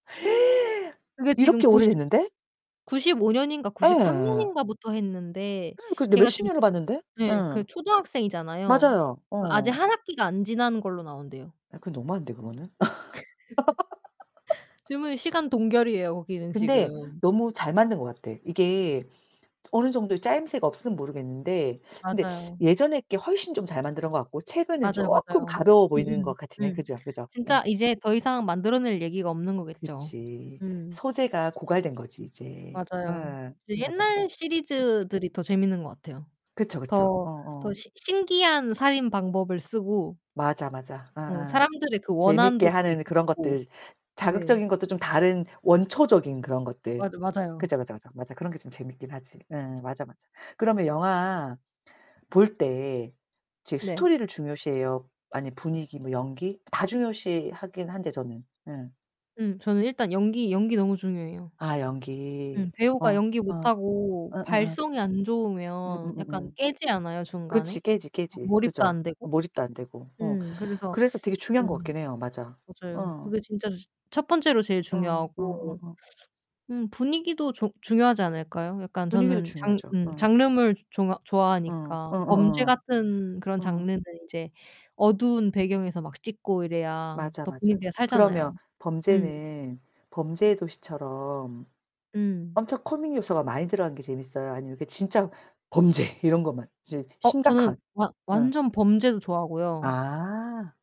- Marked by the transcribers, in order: gasp; distorted speech; other background noise; gasp; laugh; tapping
- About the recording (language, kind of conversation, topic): Korean, unstructured, 가장 좋아하는 영화 장르는 무엇인가요?